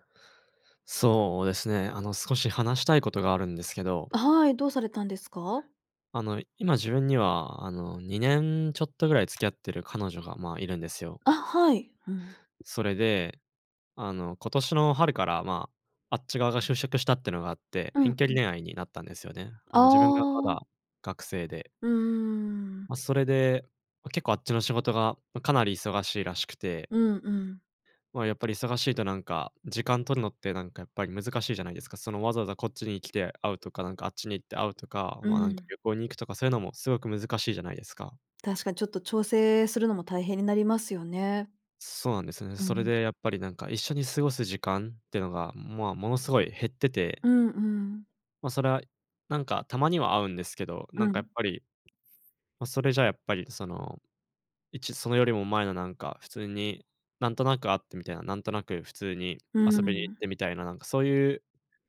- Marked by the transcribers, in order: tapping
- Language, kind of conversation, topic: Japanese, advice, パートナーとの関係の変化によって先行きが不安になったとき、どのように感じていますか？